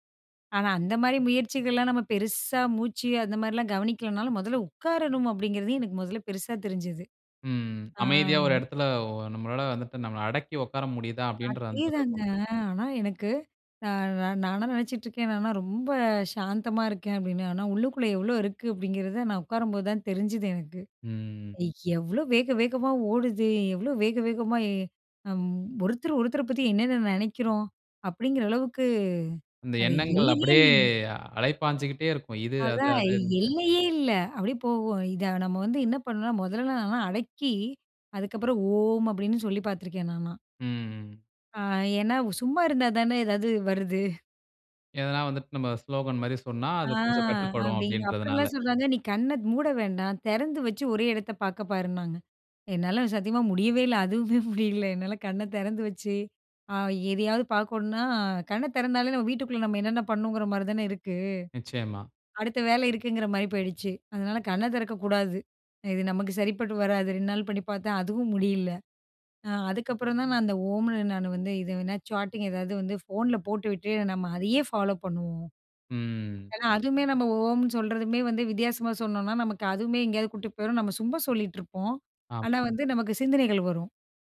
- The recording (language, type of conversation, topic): Tamil, podcast, தியானத்தின் போது வரும் எதிர்மறை எண்ணங்களை நீங்கள் எப்படிக் கையாள்கிறீர்கள்?
- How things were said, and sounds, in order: drawn out: "ம்"; unintelligible speech; in English: "ஸ்லோகன்"; laughing while speaking: "அதுவுமே முடியல என்னால. கண்ண தெறந்து வச்சு"; in English: "சாட்டிங்"; in English: "ஃபாலோ"; tapping